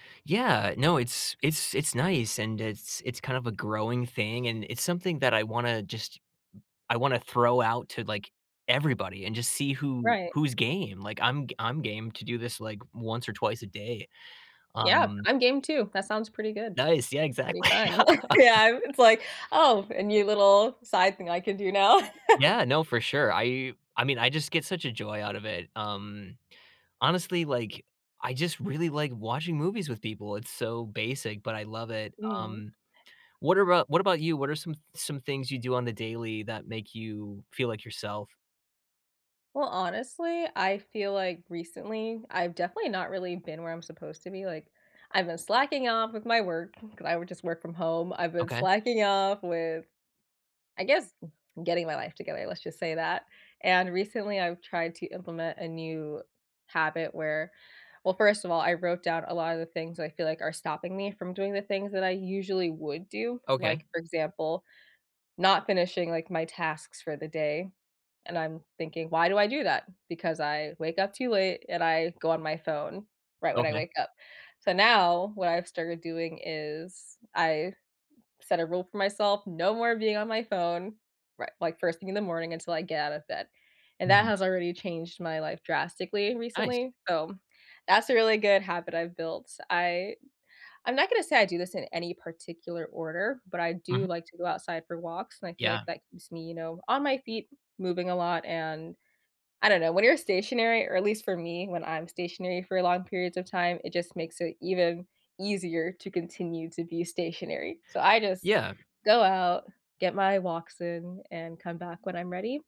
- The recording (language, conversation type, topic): English, unstructured, What small daily ritual should I adopt to feel like myself?
- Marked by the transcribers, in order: tapping; laughing while speaking: "exactly"; laughing while speaking: "Yeah"; chuckle; laugh; other background noise